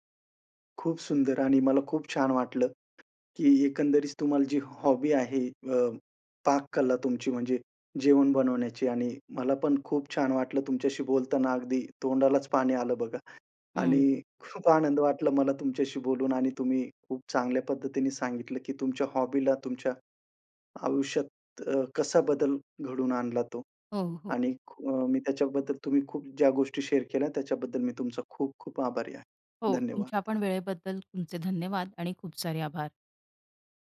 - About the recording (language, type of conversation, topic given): Marathi, podcast, ह्या छंदामुळे तुमच्या आयुष्यात कोणते बदल घडले?
- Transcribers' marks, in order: other background noise; in English: "हॉबी"; in English: "हॉबीला"; in English: "शेअर"; tapping